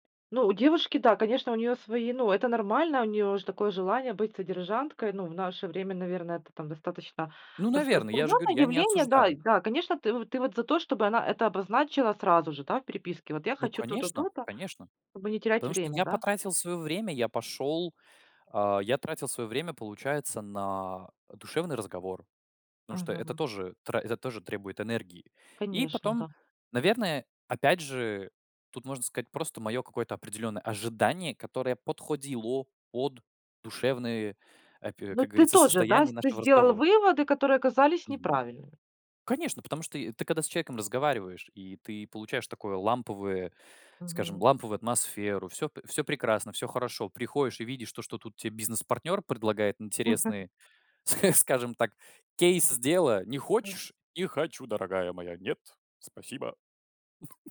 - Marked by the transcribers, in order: tapping; "человеком" said as "чеком"; chuckle; laughing while speaking: "ск"; other noise; put-on voice: "Не хочу, дорогая моя. Нет, спасибо"; chuckle
- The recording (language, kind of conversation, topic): Russian, podcast, Как в онлайне можно выстроить настоящее доверие?